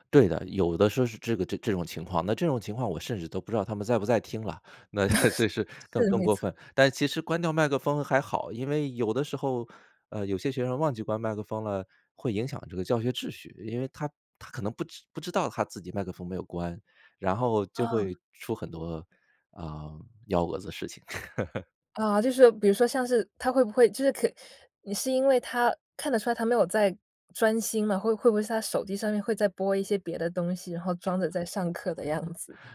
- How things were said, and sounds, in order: laugh; laugh; laughing while speaking: "样子？"
- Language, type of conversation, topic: Chinese, podcast, 你怎么看现在的线上教学模式？